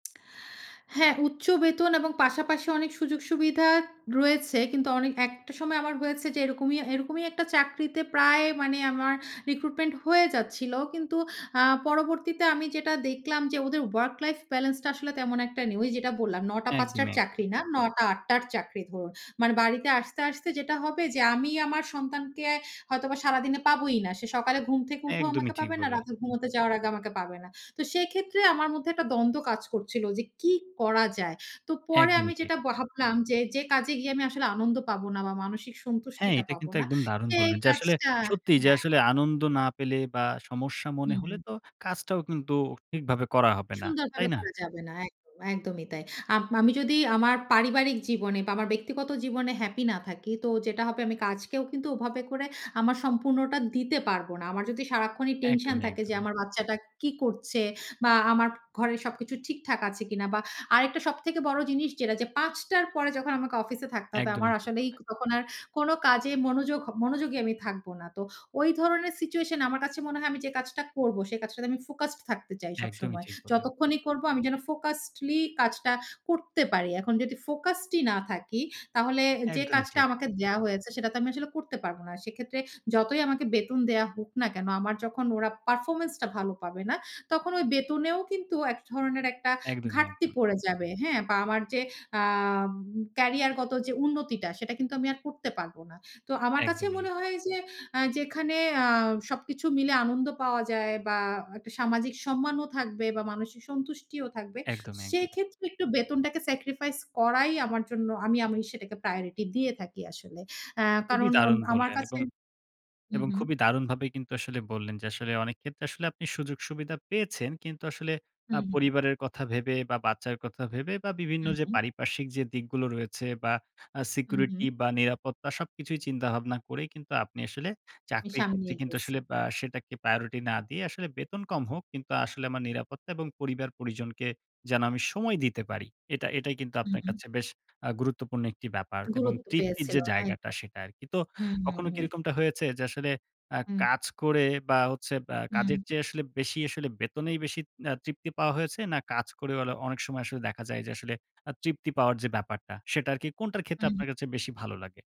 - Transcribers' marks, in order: other background noise
- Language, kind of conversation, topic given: Bengali, podcast, আপনি বেতন আর কাজের তৃপ্তির মধ্যে কোনটাকে বেশি গুরুত্ব দেন?